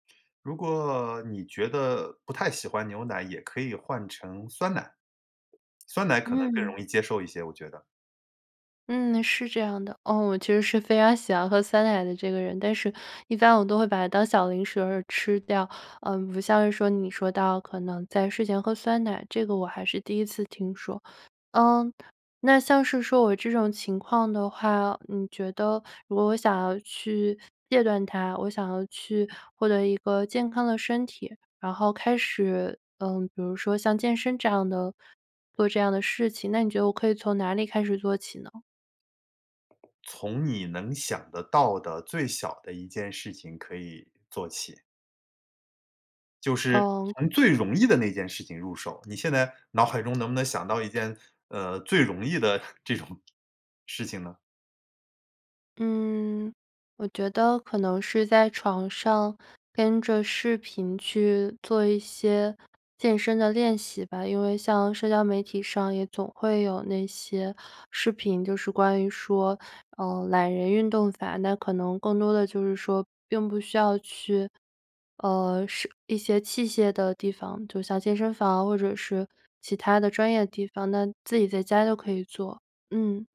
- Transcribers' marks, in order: other background noise; laughing while speaking: "非常喜欢"; laughing while speaking: "这种"
- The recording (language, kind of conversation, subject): Chinese, advice, 为什么我晚上睡前总是忍不住吃零食，结果影响睡眠？